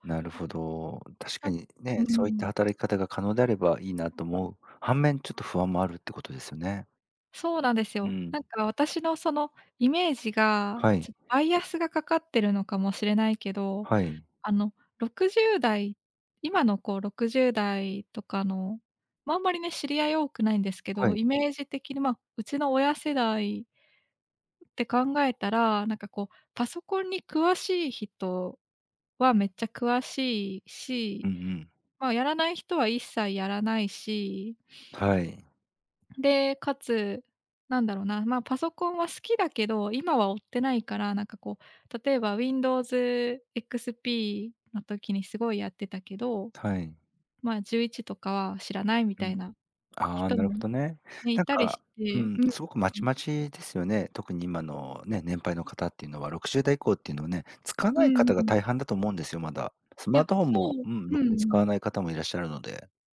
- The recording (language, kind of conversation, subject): Japanese, advice, 老後のための貯金を始めたいのですが、何から始めればよいですか？
- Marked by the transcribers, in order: unintelligible speech